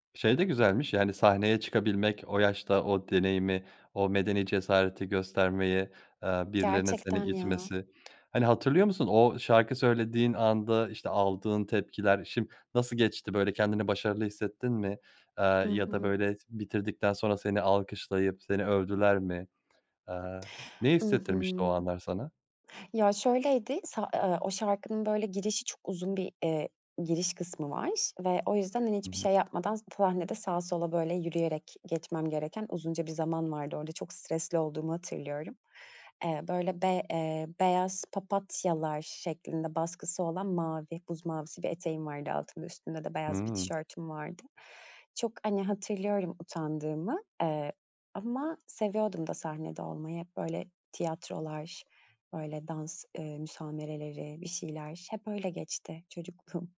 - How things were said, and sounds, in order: other background noise; tapping; laughing while speaking: "çocukluğum"
- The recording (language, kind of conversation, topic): Turkish, podcast, Çocukken en çok sevdiğin oyuncak ya da oyun konsolu hangisiydi ve onunla ilgili neler hatırlıyorsun?